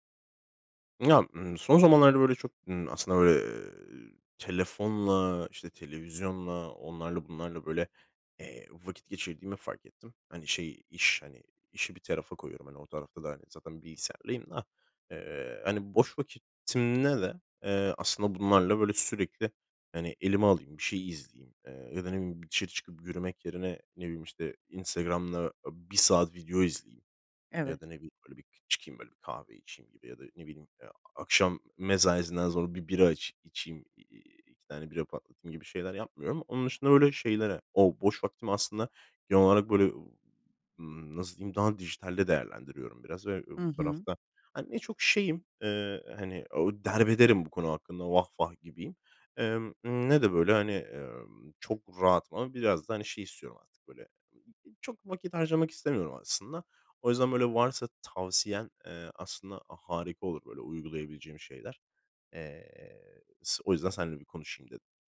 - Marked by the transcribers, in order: other background noise; unintelligible speech
- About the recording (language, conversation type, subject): Turkish, advice, Dijital dikkat dağıtıcıları nasıl azaltıp boş zamanımın tadını çıkarabilirim?